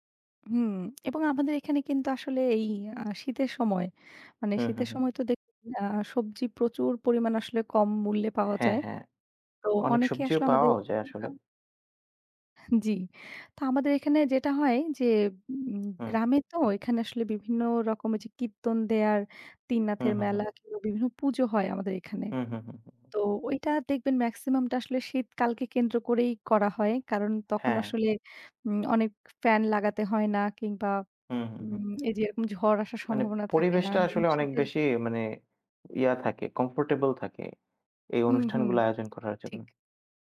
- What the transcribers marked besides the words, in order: other background noise; lip smack; lip smack
- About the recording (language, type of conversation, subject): Bengali, unstructured, কোন খাবার আপনাকে সব সময় কোনো বিশেষ স্মৃতির কথা মনে করিয়ে দেয়?